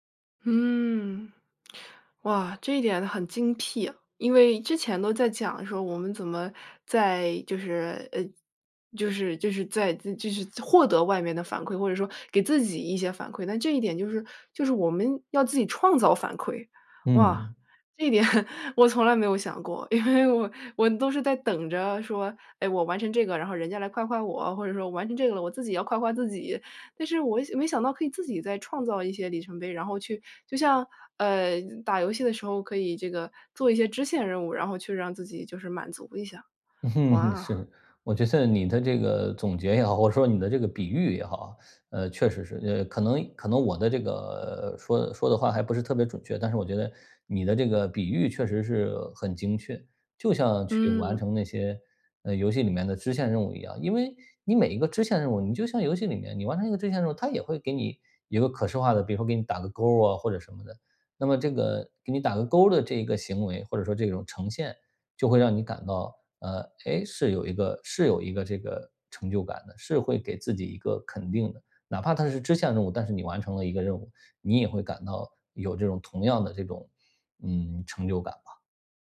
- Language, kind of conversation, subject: Chinese, advice, 我总是只盯着终点、忽视每一点进步，该怎么办？
- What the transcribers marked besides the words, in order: laugh; laughing while speaking: "因为我"; laugh